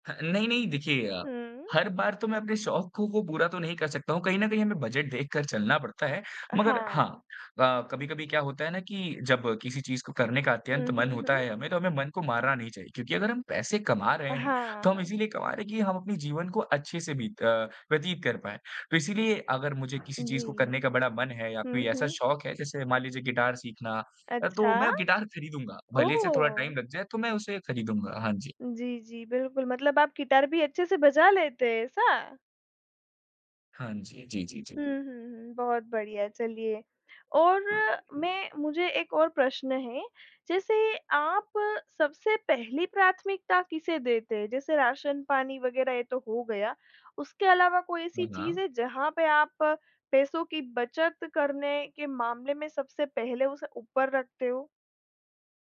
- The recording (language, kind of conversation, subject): Hindi, podcast, पैसे बचाने और खर्च करने के बीच आप फैसला कैसे करते हैं?
- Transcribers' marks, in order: tapping; in English: "टाइम"